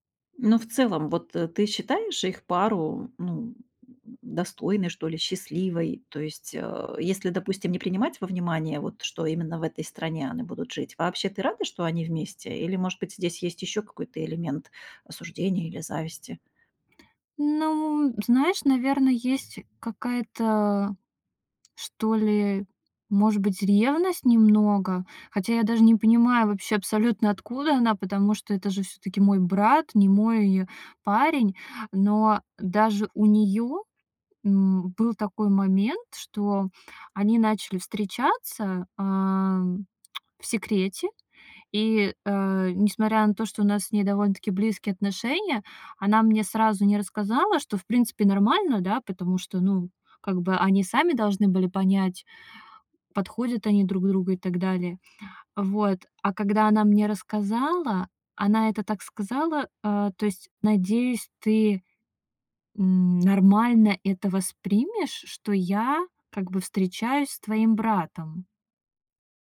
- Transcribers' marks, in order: tapping; lip smack
- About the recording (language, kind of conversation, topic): Russian, advice, Почему я завидую успехам друга в карьере или личной жизни?